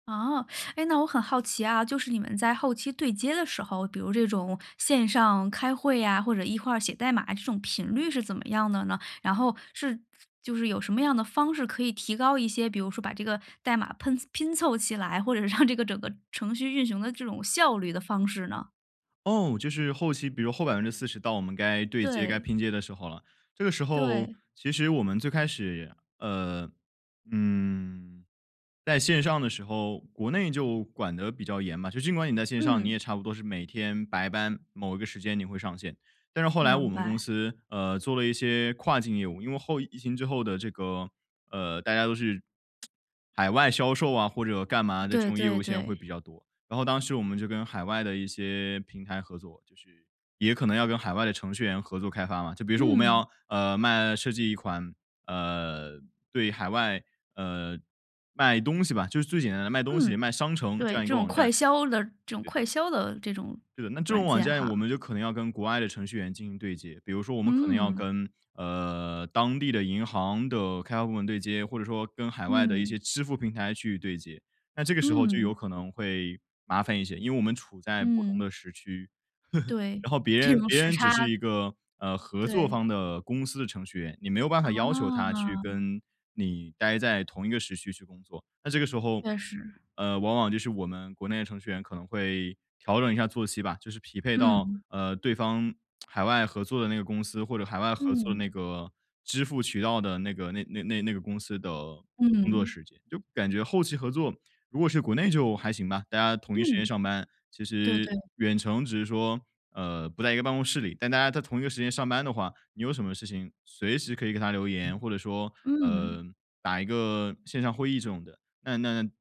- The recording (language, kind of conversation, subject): Chinese, podcast, 在远程合作中你最看重什么？
- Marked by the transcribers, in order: laughing while speaking: "让这个"; tsk; laugh; tsk